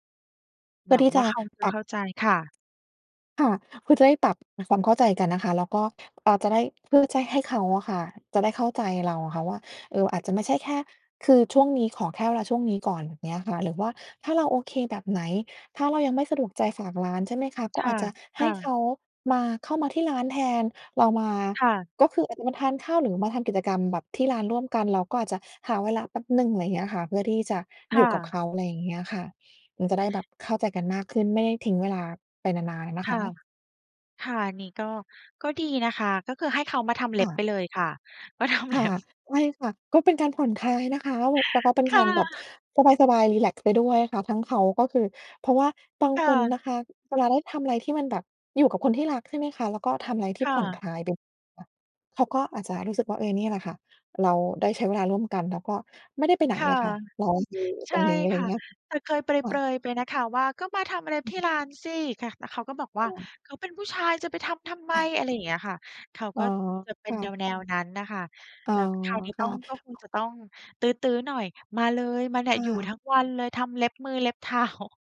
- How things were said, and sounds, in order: laughing while speaking: "มาทําเล็บ"; laughing while speaking: "ค่ะ"; unintelligible speech; laughing while speaking: "เท้า"
- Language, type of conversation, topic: Thai, advice, ความสัมพันธ์ส่วนตัวเสียหายเพราะทุ่มเทให้ธุรกิจ